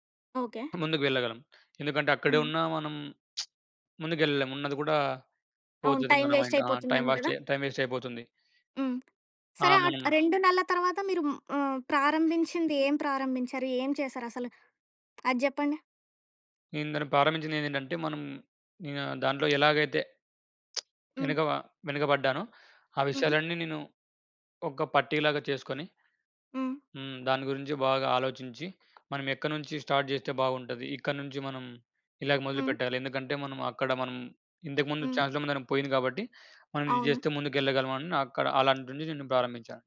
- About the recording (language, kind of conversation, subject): Telugu, podcast, నిత్యం మోటివేషన్‌ను నిలకడగా ఉంచుకోవడానికి మీరు ఏమి చేస్తారు?
- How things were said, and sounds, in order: lip smack; in English: "మైండ్"; in English: "టైమ్ వేస్ట్"; in English: "టైమ్ వేస్ట్"; tapping; lip smack; in English: "స్టార్ట్"; in English: "చాన్స్"; other background noise; unintelligible speech